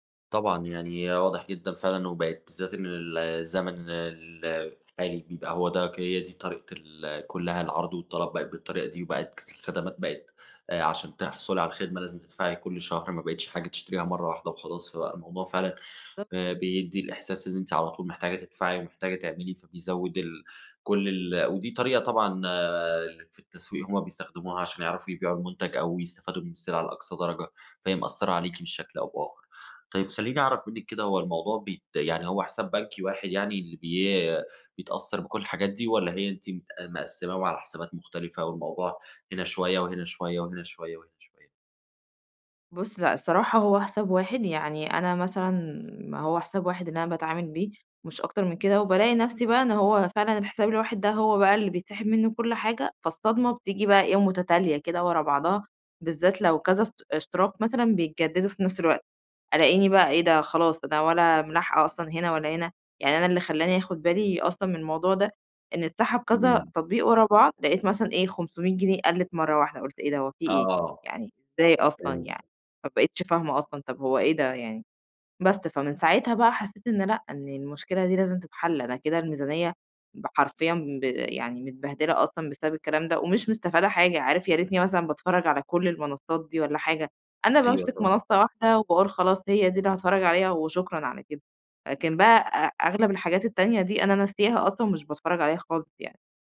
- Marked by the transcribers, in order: unintelligible speech; tapping
- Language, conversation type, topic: Arabic, advice, إزاي أفتكر وأتتبع كل الاشتراكات الشهرية المتكررة اللي بتسحب فلوس من غير ما آخد بالي؟